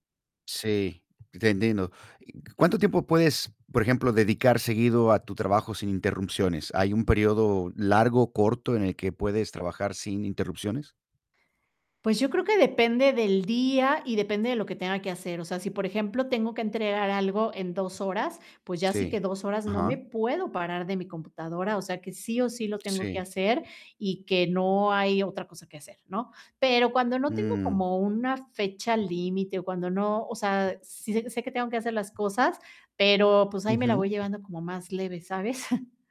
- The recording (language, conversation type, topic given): Spanish, advice, ¿Cómo puedo priorizar mis tareas para hacerlas una por una?
- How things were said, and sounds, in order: tapping; chuckle